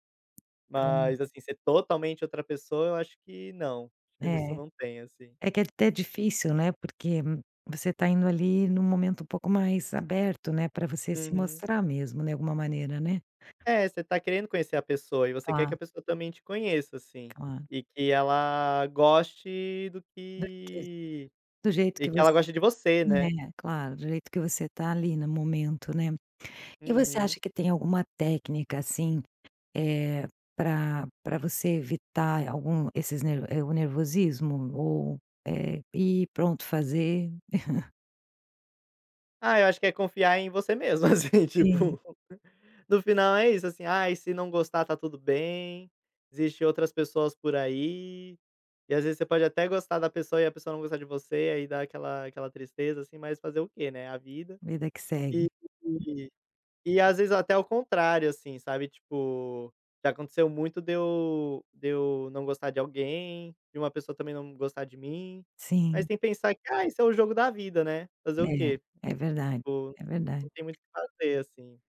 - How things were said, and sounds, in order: tapping; chuckle; laughing while speaking: "assim, tipo"; other noise
- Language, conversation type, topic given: Portuguese, podcast, Como diferenciar, pela linguagem corporal, nervosismo de desinteresse?